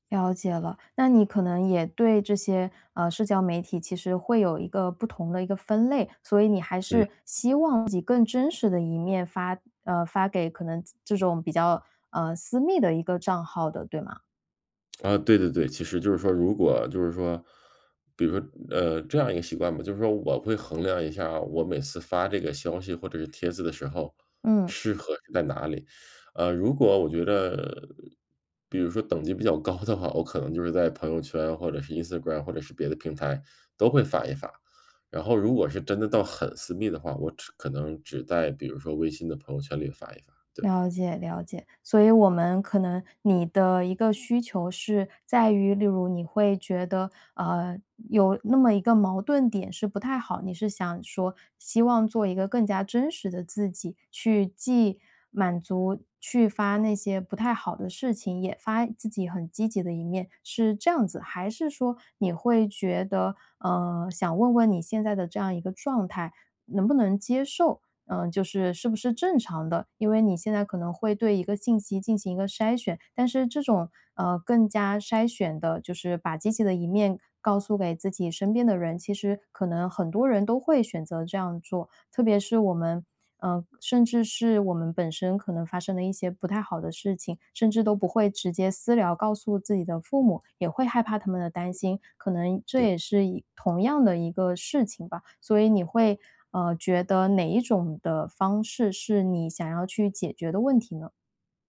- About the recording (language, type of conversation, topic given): Chinese, advice, 我该如何在社交媒体上既保持真实又让人喜欢？
- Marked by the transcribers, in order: laughing while speaking: "高"; other background noise